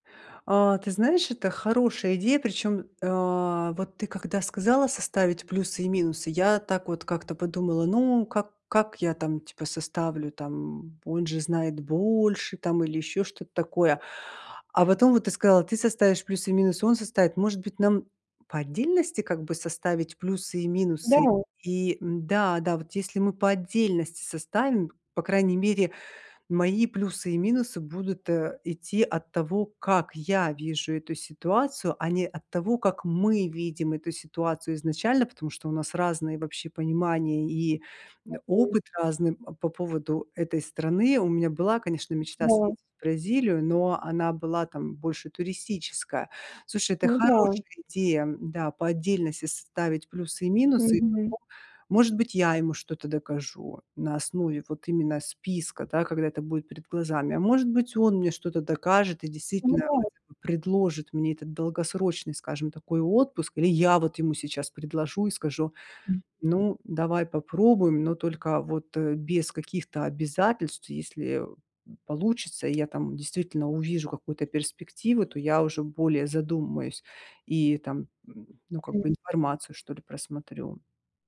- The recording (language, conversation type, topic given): Russian, advice, Как понять, совместимы ли мы с партнёром, если у нас разные жизненные приоритеты?
- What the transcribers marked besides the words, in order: tapping; other noise